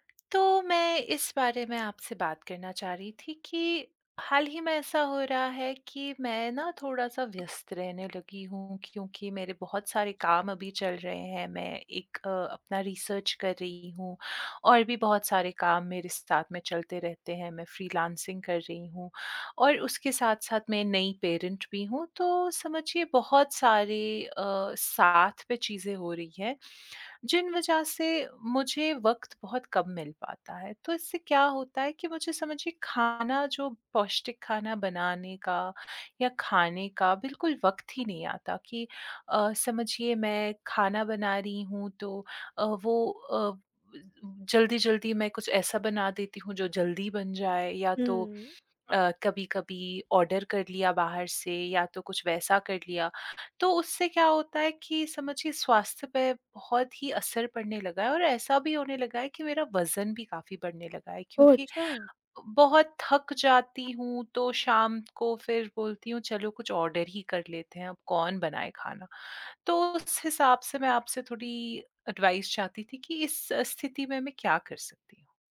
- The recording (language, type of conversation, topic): Hindi, advice, स्वस्थ भोजन बनाने का समय मेरे पास क्यों नहीं होता?
- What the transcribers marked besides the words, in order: tapping; in English: "रिसर्च"; in English: "फ्रीलानसिंग"; in English: "पेरेंट"; in English: "ऑर्डर"; in English: "ऑर्डर"; in English: "एडवाइस"